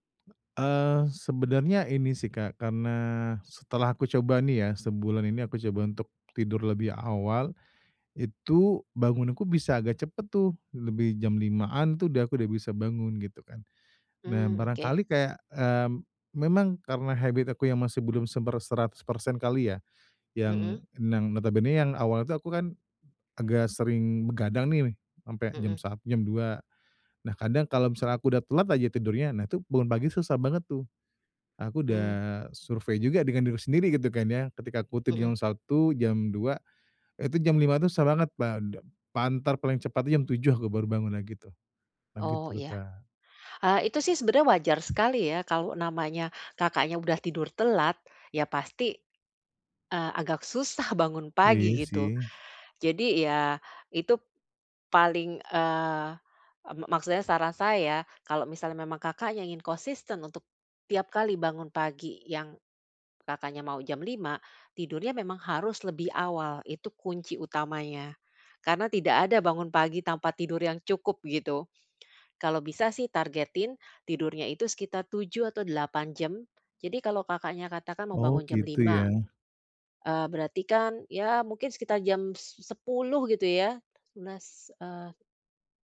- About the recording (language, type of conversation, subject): Indonesian, advice, Bagaimana cara membangun kebiasaan bangun pagi yang konsisten?
- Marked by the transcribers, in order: other background noise; in English: "habit"; tapping